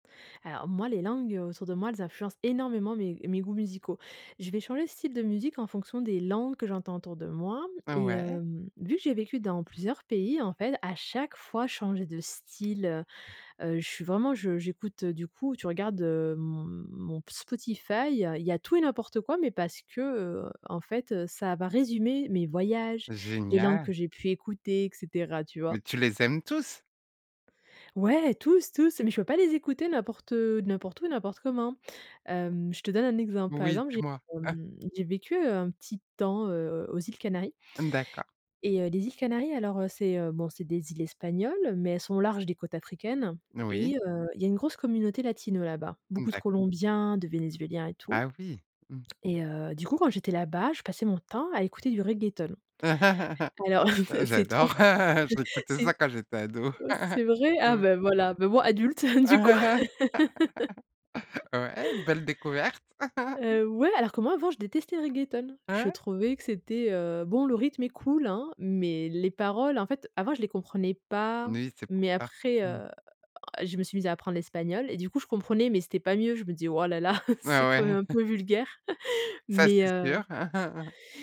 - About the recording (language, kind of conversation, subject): French, podcast, Comment les langues qui t’entourent influencent-elles tes goûts musicaux ?
- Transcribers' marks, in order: stressed: "langues"; tapping; stressed: "style"; laugh; laughing while speaking: "J'écoutais ça quand j'étais ado"; chuckle; laughing while speaking: "c'est trop"; laugh; laughing while speaking: "du coup"; laugh; laugh; "Non, oui" said as "noui"; laughing while speaking: "c'est quand même un peu vulgaire"; chuckle; laugh